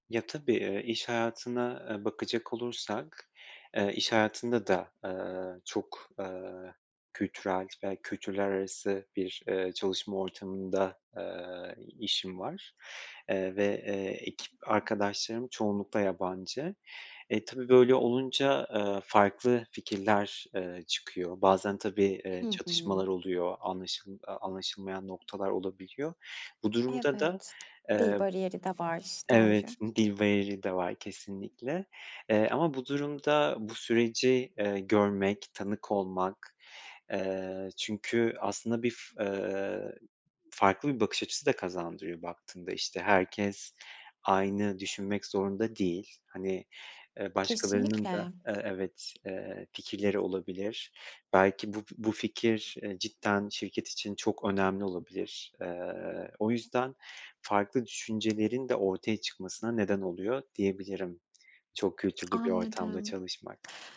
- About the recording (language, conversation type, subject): Turkish, podcast, Taşınmak senin için hayatını nasıl değiştirdi, deneyimini paylaşır mısın?
- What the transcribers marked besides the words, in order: tapping